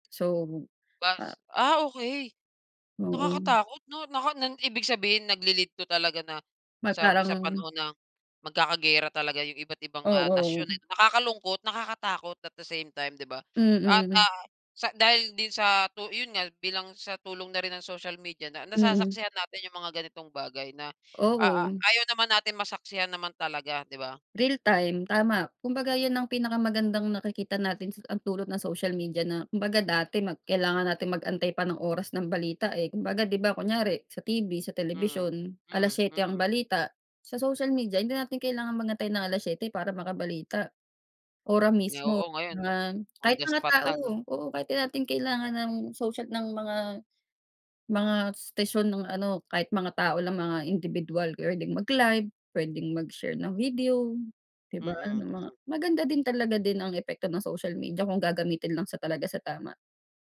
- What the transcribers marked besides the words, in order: tapping
- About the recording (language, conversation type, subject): Filipino, unstructured, Ano ang palagay mo sa epekto ng midyang panlipunan sa balita ngayon?